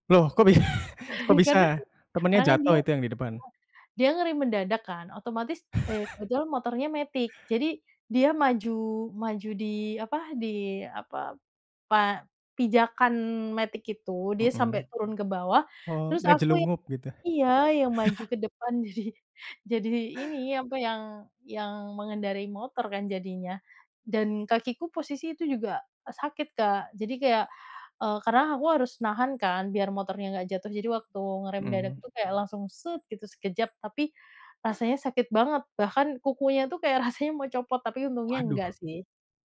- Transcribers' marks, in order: laughing while speaking: "bi"; laugh; laugh; in Javanese: "ngejlungup"; laugh
- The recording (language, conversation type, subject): Indonesian, podcast, Pernahkah Anda mengalami kecelakaan ringan saat berkendara, dan bagaimana ceritanya?